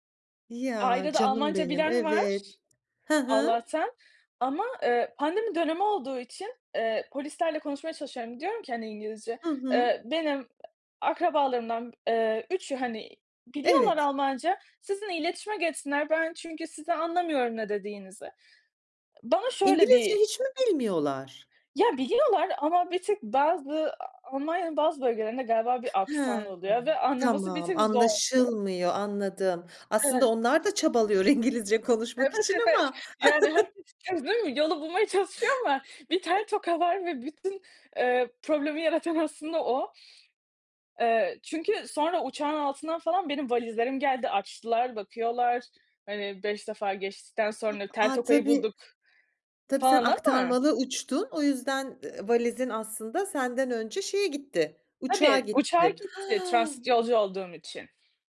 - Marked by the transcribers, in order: tapping; other background noise; chuckle; unintelligible speech; other noise
- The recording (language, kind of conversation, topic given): Turkish, podcast, Seyahatin sırasında başına gelen unutulmaz bir olayı anlatır mısın?